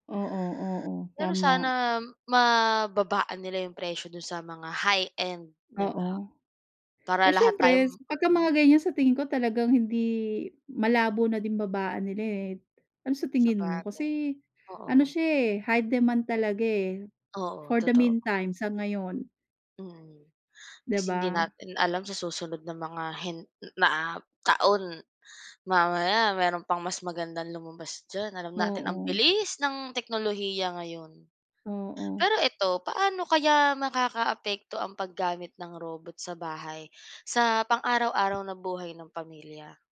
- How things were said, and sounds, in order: in English: "high-end"; in English: "high demand"; in English: "for the mean time"; other background noise
- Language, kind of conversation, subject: Filipino, unstructured, Paano makatutulong ang mga robot sa mga gawaing bahay?